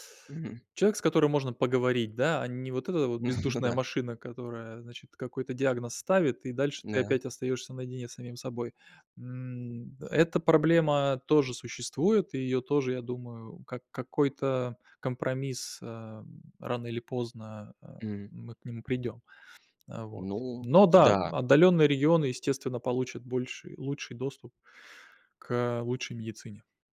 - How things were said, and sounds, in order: tapping; chuckle
- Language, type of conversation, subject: Russian, podcast, Какие изменения принесут технологии в сфере здоровья и медицины?